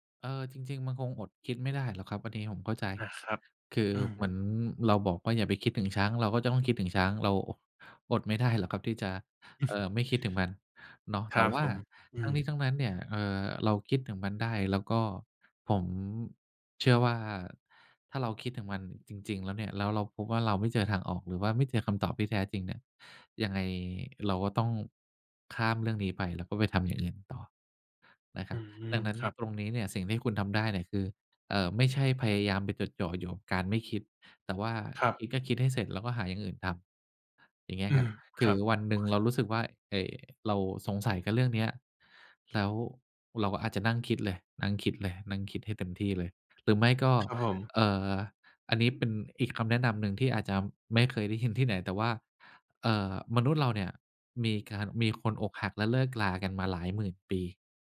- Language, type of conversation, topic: Thai, advice, คำถามภาษาไทยเกี่ยวกับการค้นหาความหมายชีวิตหลังเลิกกับแฟน
- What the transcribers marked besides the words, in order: chuckle; other background noise